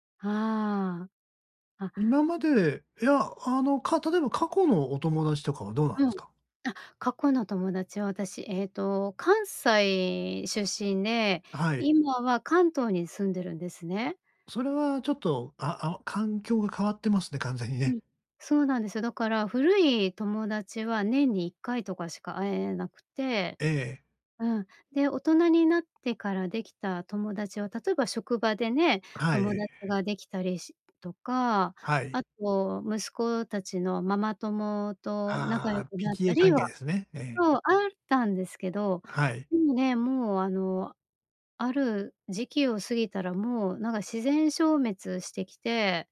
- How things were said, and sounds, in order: "できたりとか" said as "できたりしとか"
- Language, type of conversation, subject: Japanese, advice, 大人になってから新しい友達をどうやって作ればいいですか？